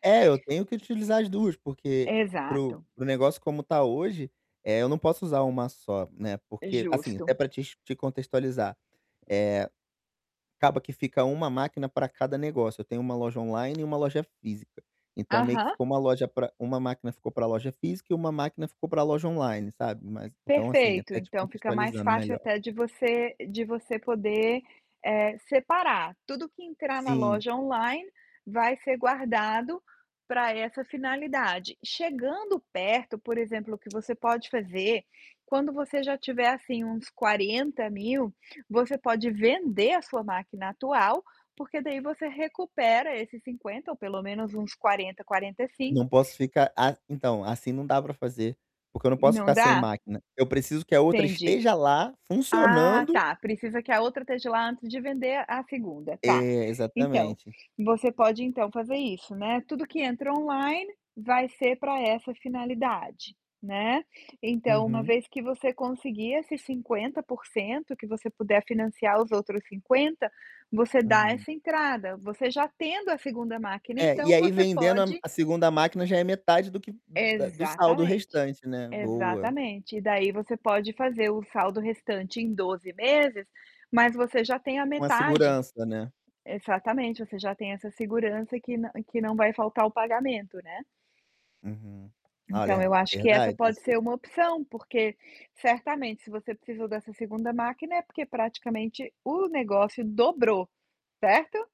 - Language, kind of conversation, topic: Portuguese, advice, Como posso dividir uma meta grande em passos menores e alcançáveis?
- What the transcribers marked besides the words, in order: other background noise; distorted speech; tapping